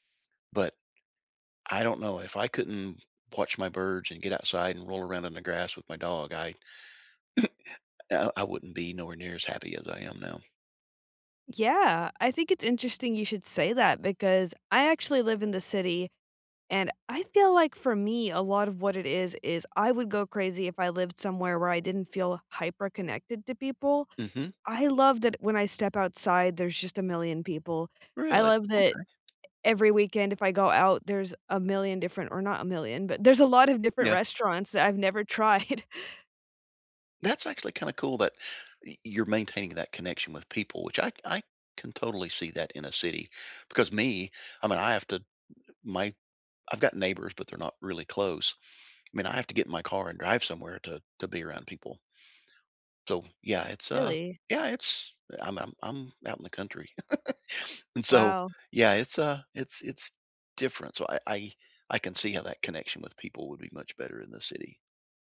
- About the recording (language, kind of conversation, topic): English, unstructured, How do you practice self-care in your daily routine?
- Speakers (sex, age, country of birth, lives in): female, 30-34, United States, United States; male, 60-64, United States, United States
- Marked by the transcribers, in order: chuckle; tapping; laughing while speaking: "tried"; laugh